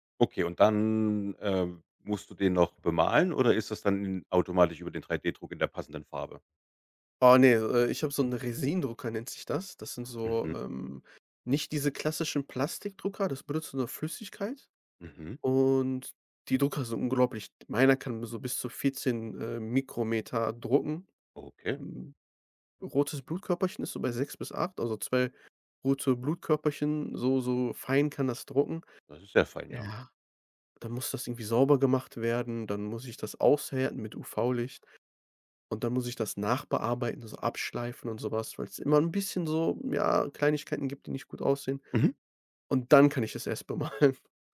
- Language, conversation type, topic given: German, podcast, Was war dein bisher stolzestes DIY-Projekt?
- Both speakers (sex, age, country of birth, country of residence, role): male, 25-29, Germany, Germany, guest; male, 35-39, Germany, Germany, host
- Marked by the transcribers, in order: stressed: "dann"; laughing while speaking: "bemalen"